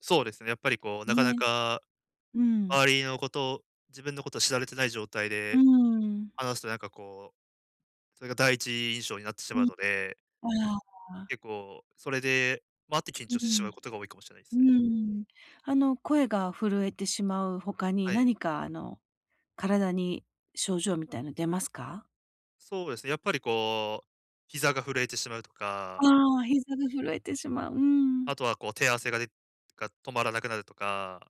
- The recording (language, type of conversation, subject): Japanese, advice, 人前で話すときに自信を高めるにはどうすればよいですか？
- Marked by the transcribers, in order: none